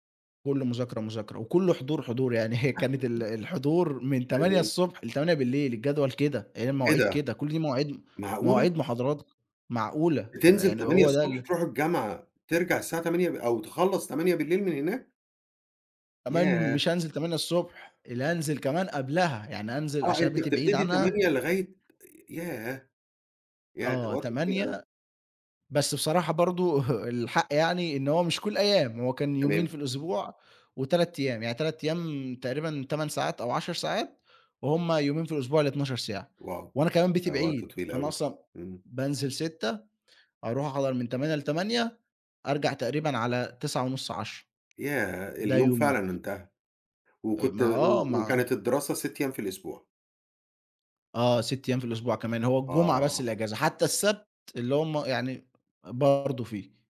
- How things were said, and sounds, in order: unintelligible speech; chuckle; other background noise; chuckle
- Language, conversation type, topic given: Arabic, podcast, إيه دور العيلة في قراراتك الكبيرة؟